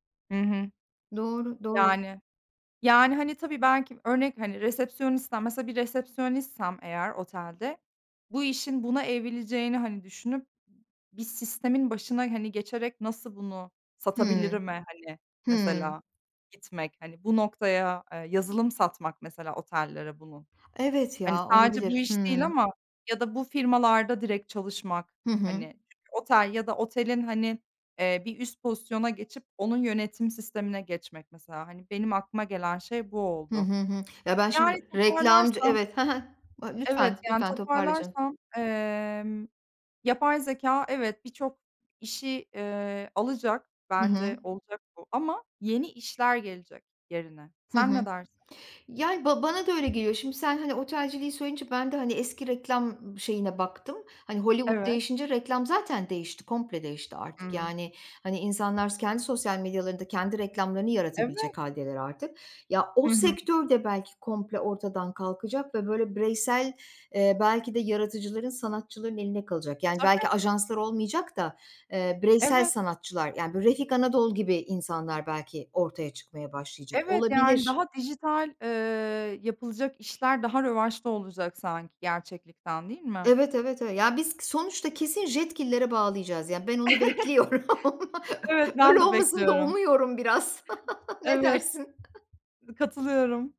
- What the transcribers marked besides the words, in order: other background noise; chuckle; laughing while speaking: "bekliyorum. Öyle olmasını da umuyorum biraz. Ne dersin?"
- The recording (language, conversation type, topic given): Turkish, unstructured, Yapay zeka insanların işlerini ellerinden alacak mı?